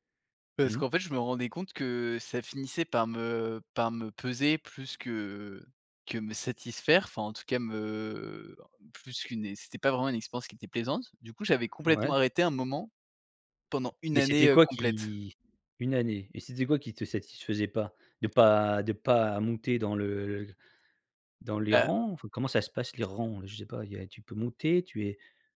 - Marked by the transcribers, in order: drawn out: "me"; other background noise
- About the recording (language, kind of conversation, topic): French, podcast, Quelles peurs as-tu dû surmonter pour te remettre à un ancien loisir ?